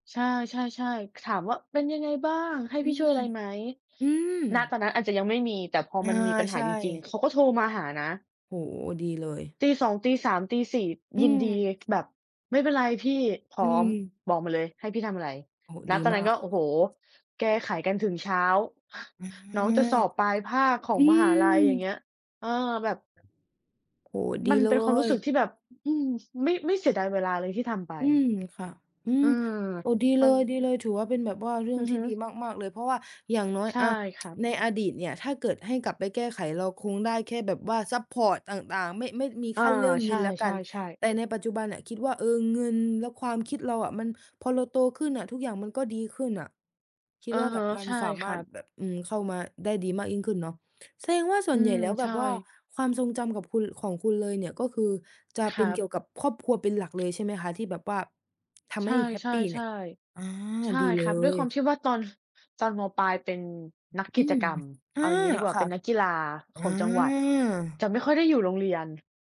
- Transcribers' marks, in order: other animal sound; other background noise; chuckle; tsk; "แค่" said as "คั่น"; tapping; chuckle
- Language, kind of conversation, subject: Thai, unstructured, คุณจำความทรงจำวัยเด็กที่ทำให้คุณยิ้มได้ไหม?